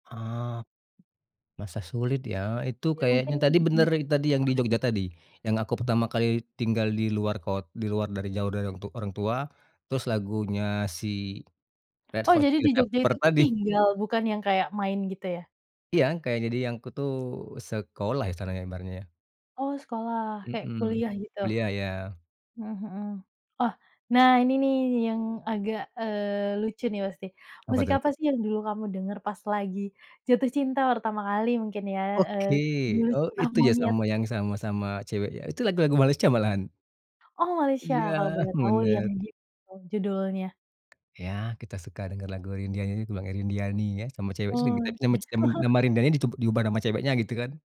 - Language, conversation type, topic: Indonesian, podcast, Bagaimana perjalanan selera musikmu dari dulu sampai sekarang?
- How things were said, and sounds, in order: unintelligible speech; other background noise; unintelligible speech; tapping; unintelligible speech; unintelligible speech; chuckle